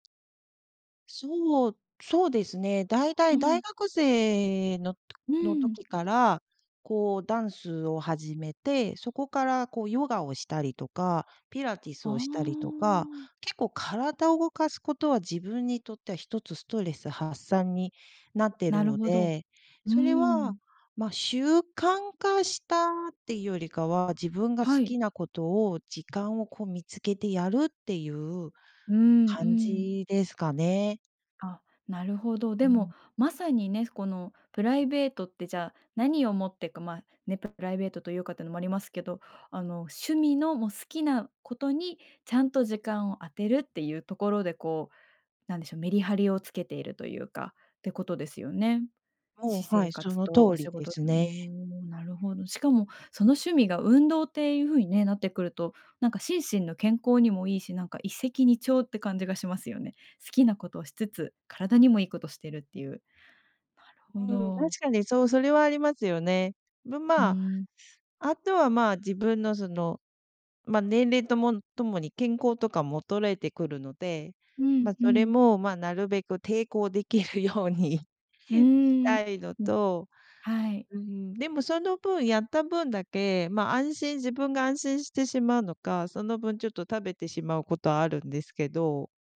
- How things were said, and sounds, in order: tongue click; laughing while speaking: "できるようにしたいのと"
- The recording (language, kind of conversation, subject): Japanese, podcast, 普段、仕事と私生活のバランスをどのように取っていますか？